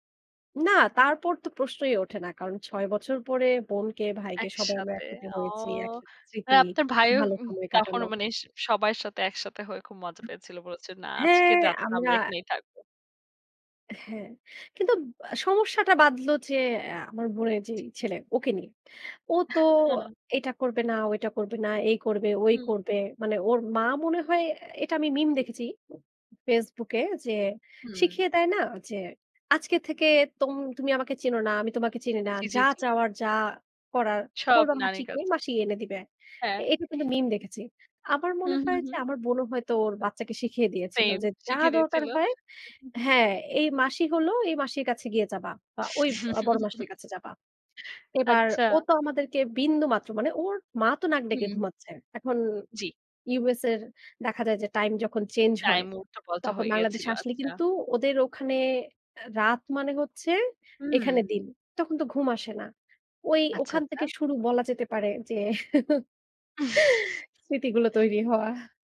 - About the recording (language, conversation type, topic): Bengali, podcast, পরিবারের সঙ্গে আপনার কোনো বিশেষ মুহূর্তের কথা বলবেন?
- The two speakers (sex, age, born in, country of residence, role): female, 25-29, Bangladesh, United States, host; female, 35-39, Bangladesh, Germany, guest
- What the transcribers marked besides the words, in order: drawn out: "ও"; unintelligible speech; other background noise; chuckle; tapping; chuckle; chuckle; chuckle; giggle; laughing while speaking: "স্মৃতিগুলো তৈরি হওয়া"